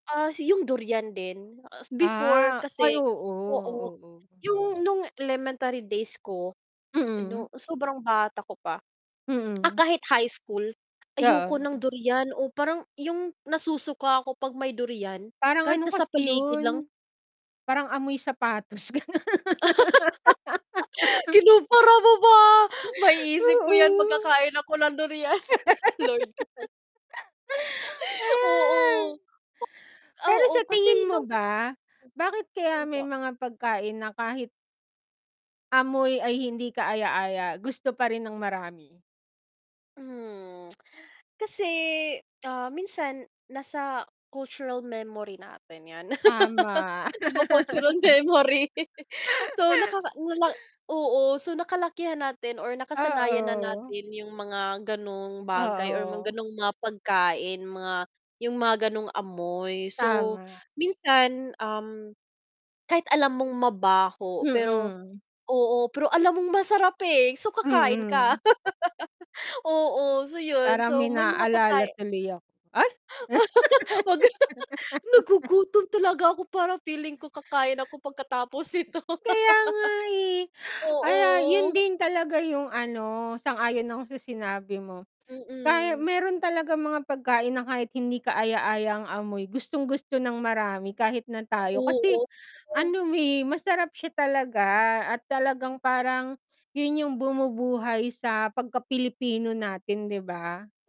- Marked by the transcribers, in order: static; mechanical hum; distorted speech; laugh; laughing while speaking: "Kinumpara mo pa"; laughing while speaking: "ganon"; laugh; laugh; chuckle; laugh; other background noise; in English: "cultural memory"; laugh; laughing while speaking: "cultural memory"; in English: "cultural memory"; laugh; laugh; laugh; laughing while speaking: "Huwag kang tuma"; tapping; laugh; laugh
- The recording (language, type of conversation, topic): Filipino, unstructured, Ano ang palagay mo sa mga pagkaing hindi kaaya-aya ang amoy pero masarap?